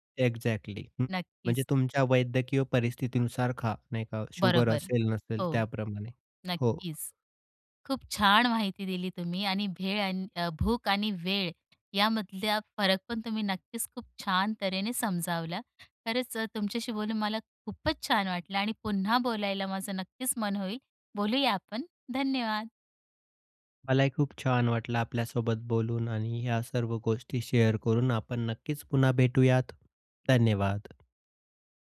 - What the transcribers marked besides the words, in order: in English: "एक्झॅक्टली"; in English: "शुगर"; in English: "शेअर"
- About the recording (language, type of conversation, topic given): Marathi, podcast, भूक आणि जेवणाची ठरलेली वेळ यांतला फरक तुम्ही कसा ओळखता?